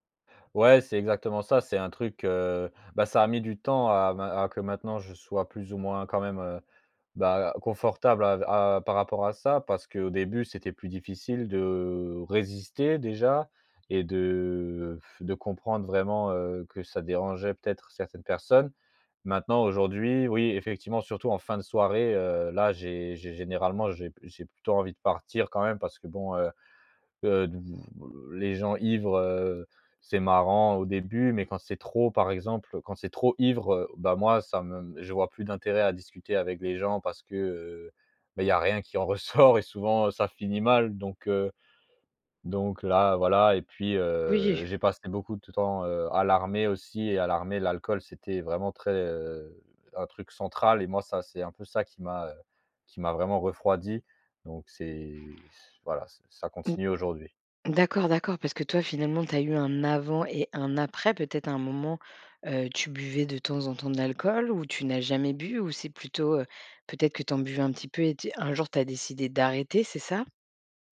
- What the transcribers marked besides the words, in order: sigh
- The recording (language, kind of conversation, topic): French, advice, Comment gérer la pression à boire ou à faire la fête pour être accepté ?